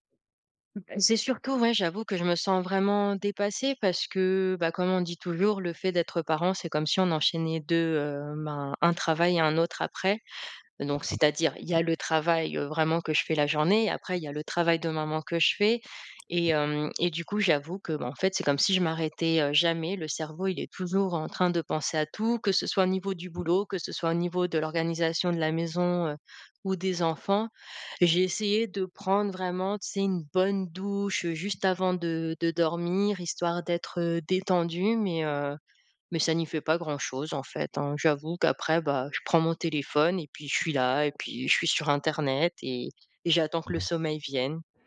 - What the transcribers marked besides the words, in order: other background noise; stressed: "bonne douche"
- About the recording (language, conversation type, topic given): French, advice, Comment puis-je mieux me détendre avant de me coucher ?